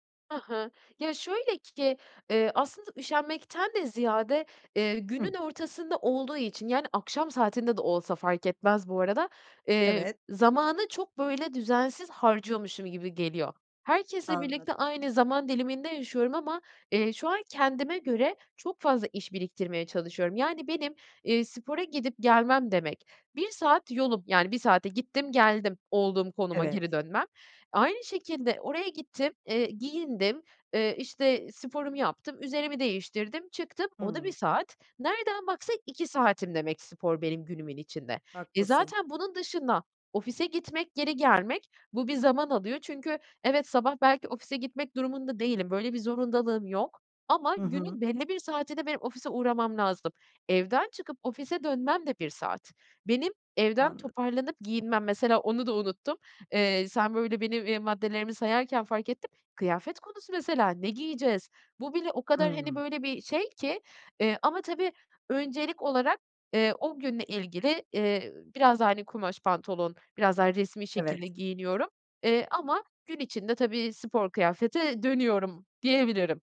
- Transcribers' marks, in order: other background noise
- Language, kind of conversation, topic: Turkish, advice, Günlük karar yorgunluğunu azaltmak için önceliklerimi nasıl belirleyip seçimlerimi basitleştirebilirim?